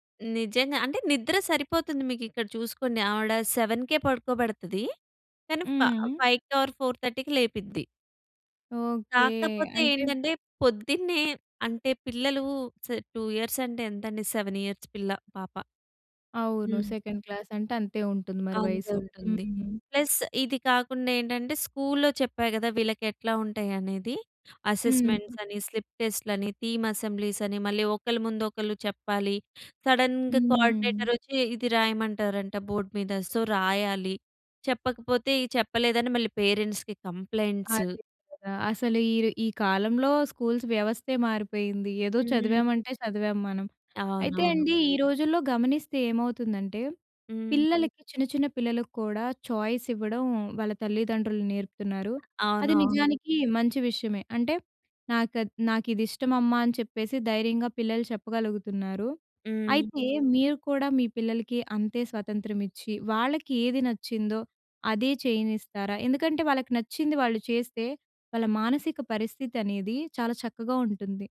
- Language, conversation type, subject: Telugu, podcast, స్కూల్‌లో మానసిక ఆరోగ్యానికి ఎంత ప్రాధాన్యం ఇస్తారు?
- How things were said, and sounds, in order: in English: "సెవెన్‌కే"; in English: "ఫ ఫైవ్‌కి ఆర్ ఫోర్ థర్టీకి"; in English: "స్ టూ ఇయర్స్"; in English: "సెవెన్ ఇయర్స్"; in English: "సెకండ్"; in English: "ప్లస్"; in English: "అసెస్‌మెంట్స్"; other background noise; in English: "థీమ్ అసెంబ్లీస్"; in English: "సడన్‌గా కోఆర్డినేటర్"; in English: "బోర్డ్"; in English: "పేరెంట్స్‌కి కంప్లయింట్స్"; in English: "స్కూల్స్"; in English: "ఛాయిస్"